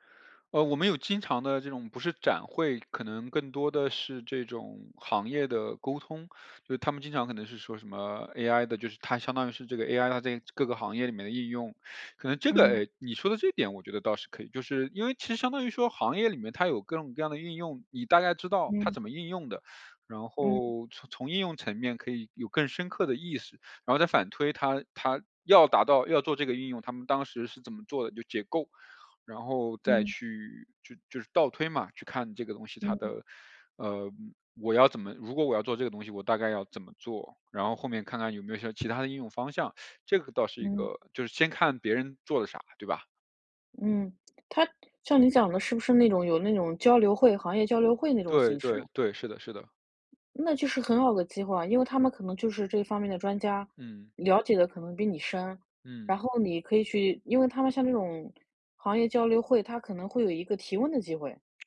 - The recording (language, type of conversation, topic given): Chinese, advice, 我如何把担忧转化为可执行的行动？
- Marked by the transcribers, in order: other background noise